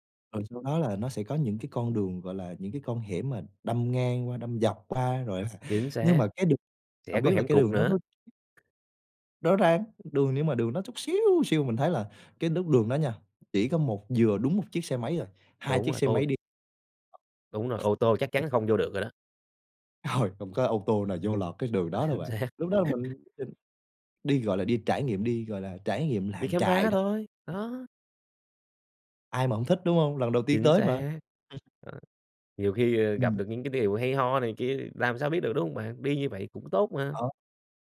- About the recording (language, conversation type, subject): Vietnamese, podcast, Bạn có thể kể về một lần bạn bị lạc khi đi du lịch một mình không?
- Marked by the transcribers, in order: tapping; laughing while speaking: "rồi"; other background noise; laugh; laughing while speaking: "Chính xác"; laugh